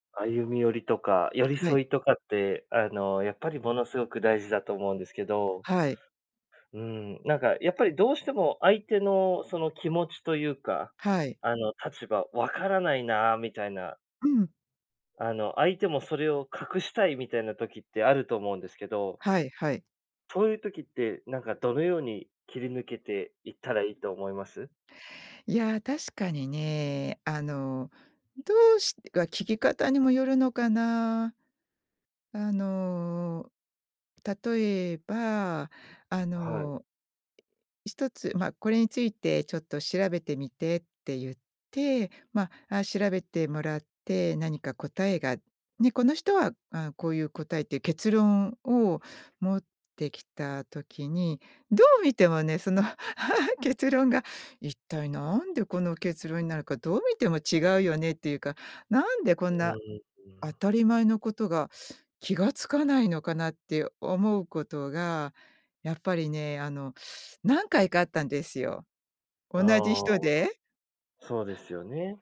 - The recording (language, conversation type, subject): Japanese, podcast, 相手の立場を理解するために、普段どんなことをしていますか？
- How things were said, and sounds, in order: tapping; laugh